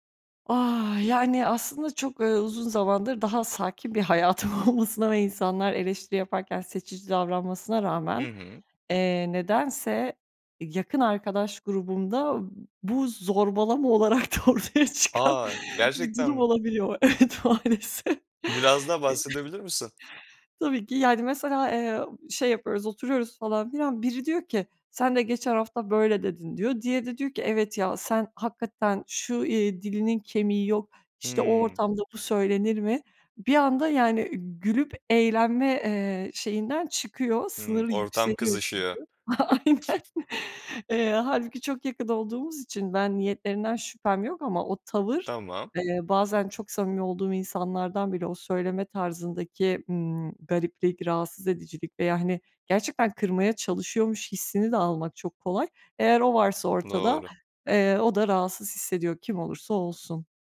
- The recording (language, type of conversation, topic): Turkish, podcast, Eleştiri alırken nasıl tepki verirsin?
- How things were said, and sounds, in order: laughing while speaking: "olmasına"; laughing while speaking: "ortaya çıkan"; laughing while speaking: "Evet, maalesef"; chuckle; other background noise; laughing while speaking: "aynen"; chuckle